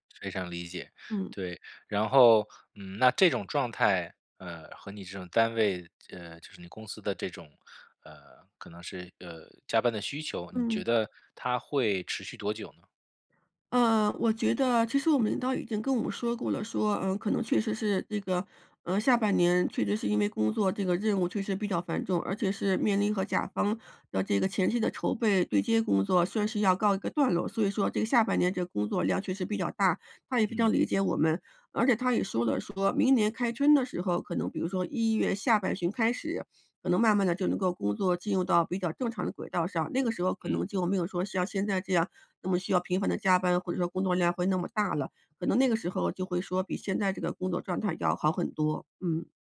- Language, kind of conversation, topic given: Chinese, advice, 在家休息时难以放松身心
- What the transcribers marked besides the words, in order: none